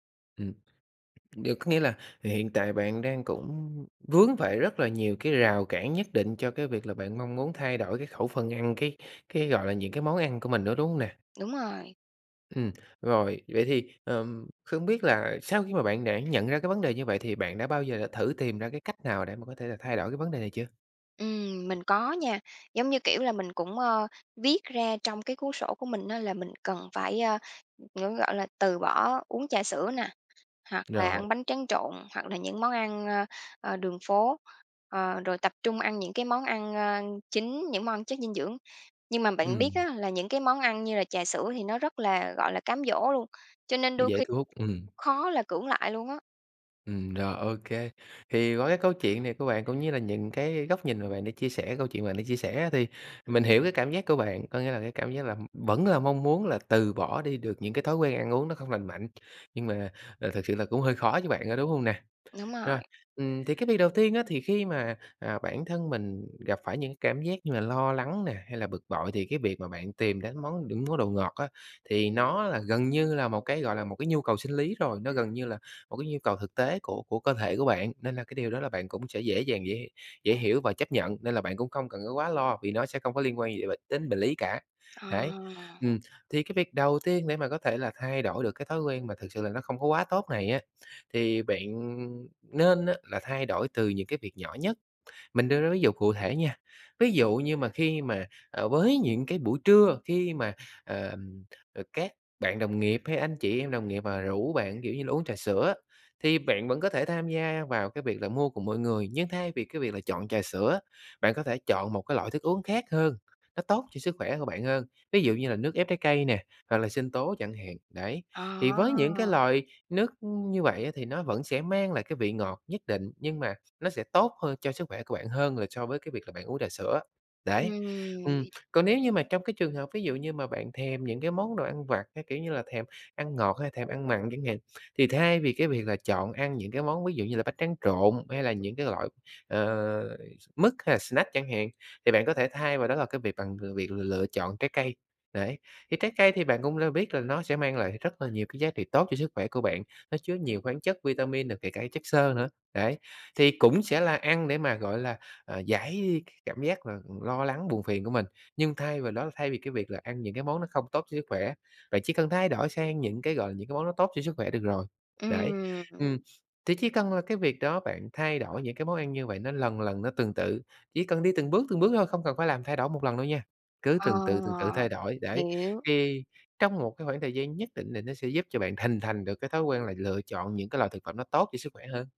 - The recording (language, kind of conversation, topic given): Vietnamese, advice, Vì sao bạn thường thất bại trong việc giữ kỷ luật ăn uống lành mạnh?
- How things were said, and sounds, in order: tapping; other background noise; in English: "snack"